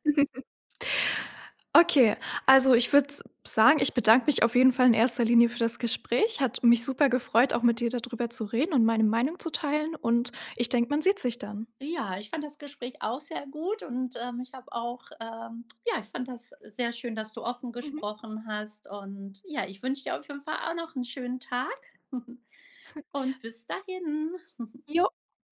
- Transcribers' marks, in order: chuckle; chuckle
- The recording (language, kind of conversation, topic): German, podcast, Wie gibst du Unterstützung, ohne dich selbst aufzuopfern?